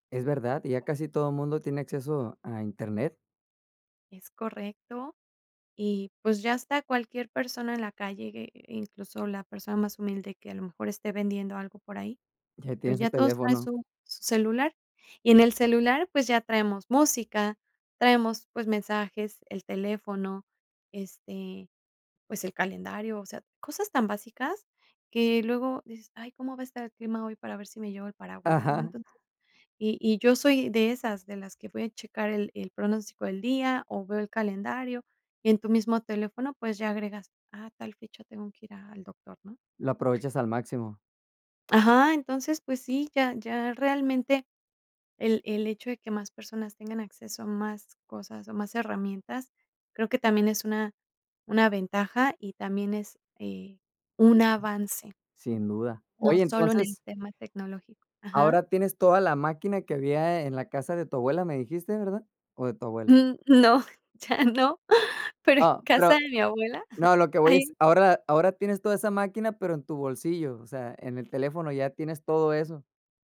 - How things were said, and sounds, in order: other background noise; tapping; unintelligible speech; laughing while speaking: "no, ya no, pero, en casa de mi abuela, hay"
- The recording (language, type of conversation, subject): Spanish, podcast, ¿Cómo descubres música nueva hoy en día?